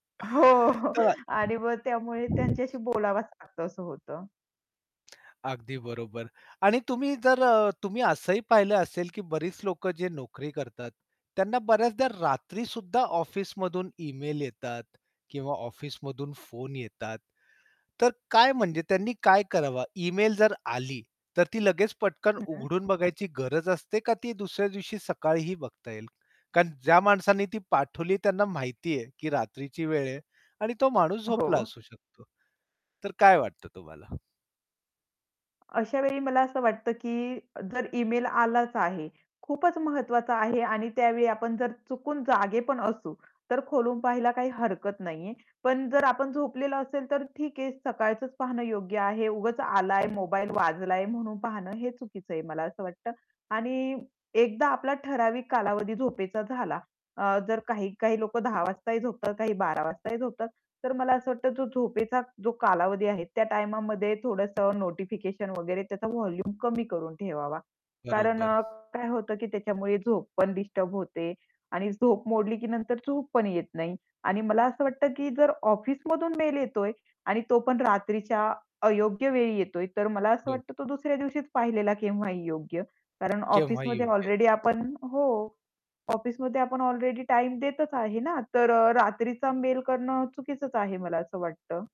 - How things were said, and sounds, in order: mechanical hum; laughing while speaking: "हो, हो"; unintelligible speech; other background noise; in English: "व्हॉल्यूम"; tapping
- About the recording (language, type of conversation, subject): Marathi, podcast, तुम्ही रात्री फोनचा वापर कसा नियंत्रित करता, आणि त्यामुळे तुमची झोप प्रभावित होते का?